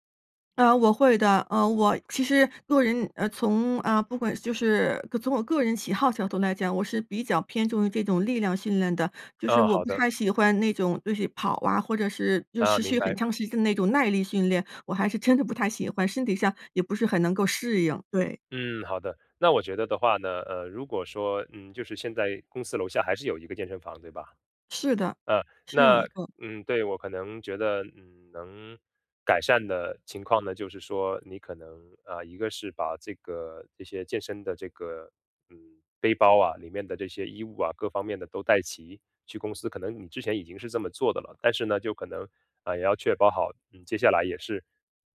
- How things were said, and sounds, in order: laughing while speaking: "喜好角度来讲"
- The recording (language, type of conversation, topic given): Chinese, advice, 你因为工作太忙而完全停掉运动了吗？